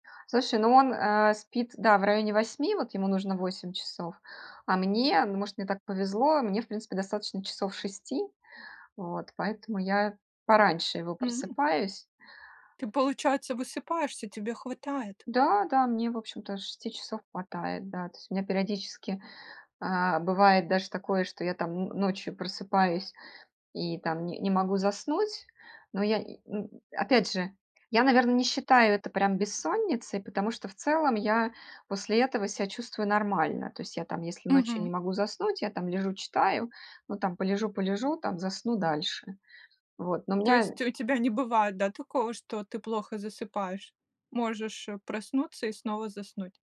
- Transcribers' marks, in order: none
- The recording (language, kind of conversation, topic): Russian, podcast, Как вы начинаете день, чтобы он был продуктивным и здоровым?